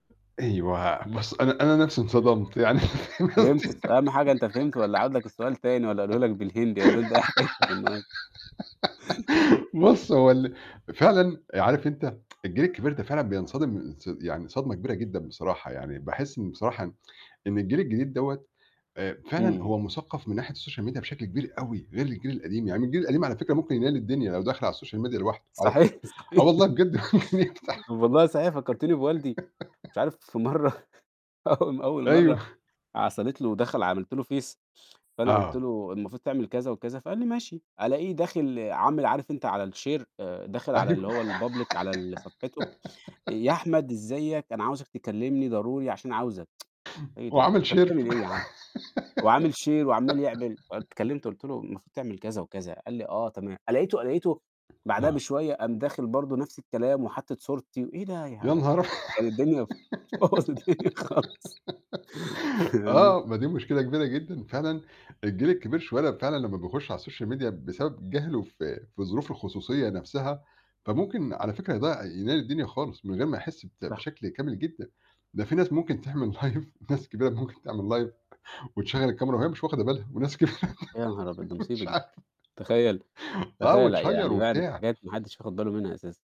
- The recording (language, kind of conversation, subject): Arabic, podcast, بتحس إن السوشال ميديا غيّرت مفهوم الخصوصية عند الناس؟
- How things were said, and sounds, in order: laugh; laughing while speaking: "فاهم قصدي"; giggle; tsk; other background noise; laughing while speaking: "إيه حكايتك"; chuckle; in English: "السوشال ميديا"; in English: "السوشيال ميديا"; tapping; laughing while speaking: "صحيح، صحيح"; distorted speech; other noise; laughing while speaking: "ممكن يفتح"; giggle; laughing while speaking: "في مرة أول أول مرّة"; "حصلت" said as "عصلت"; in English: "الشير"; in English: "الpublic"; giggle; tsk; in English: "شير"; in English: "شير"; laughing while speaking: "في ك"; laugh; giggle; laughing while speaking: "بوَّظ الدنيا خالص"; laughing while speaking: "فاهمني؟"; in English: "السوشيال ميديا"; laughing while speaking: "live"; in English: "live"; in English: "live"; laughing while speaking: "وناس كبيرة مش عارف"; laugh; chuckle; in English: "وتشيّر"